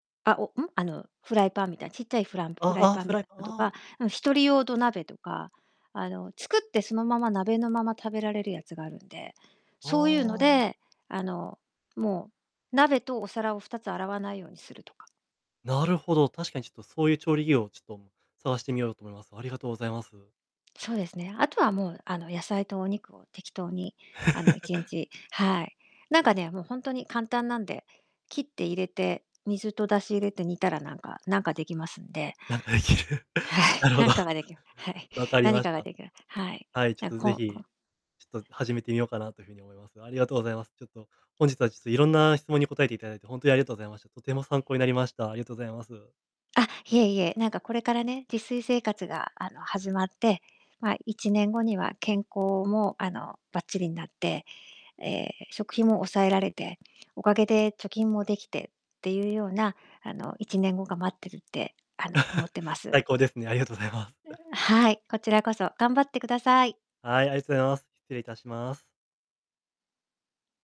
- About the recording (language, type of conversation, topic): Japanese, advice, 食費を抑えつつ、健康的に食べるにはどうすればよいですか？
- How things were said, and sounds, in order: distorted speech; other background noise; laugh; laughing while speaking: "なんかできる。なるほど"; laugh; laugh; other noise